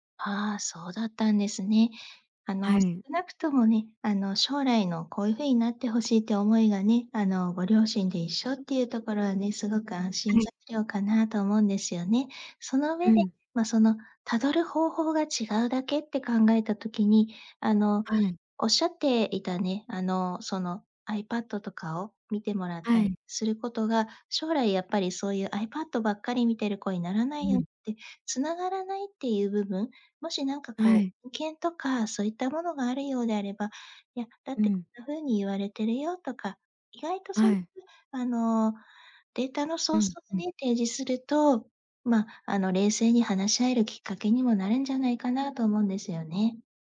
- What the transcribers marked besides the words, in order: none
- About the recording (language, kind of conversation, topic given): Japanese, advice, 配偶者と子育ての方針が合わないとき、どのように話し合えばよいですか？